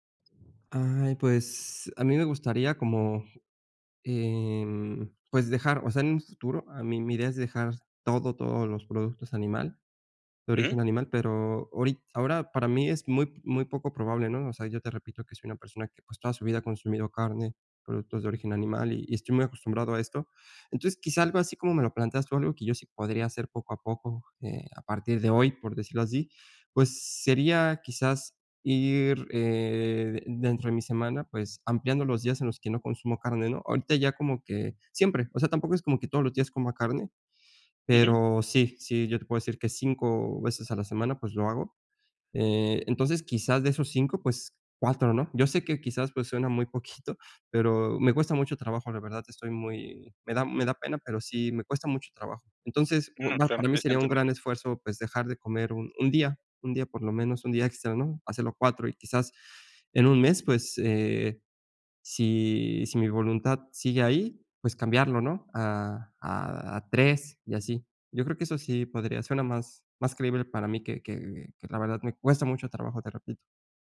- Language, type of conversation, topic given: Spanish, advice, ¿Cómo puedo mantener coherencia entre mis acciones y mis creencias?
- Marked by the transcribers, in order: other background noise; chuckle